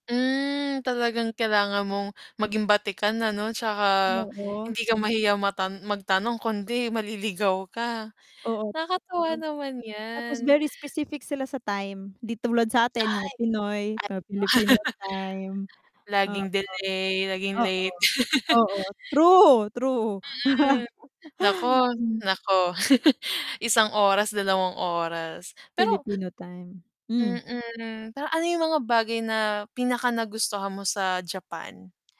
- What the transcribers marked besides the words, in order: drawn out: "Mm"; static; unintelligible speech; distorted speech; laugh; laugh; laugh
- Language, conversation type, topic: Filipino, unstructured, Ano ang pinakakapana-panabik na lugar na nabisita mo?